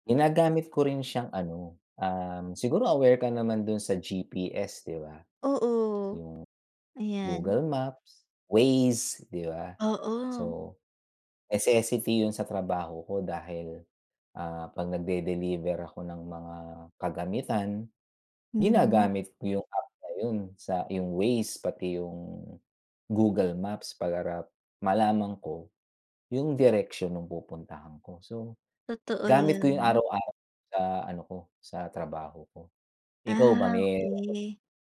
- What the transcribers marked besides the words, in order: other background noise
- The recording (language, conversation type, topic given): Filipino, unstructured, Paano ka napapasaya ng paggamit ng mga bagong aplikasyon o kagamitan?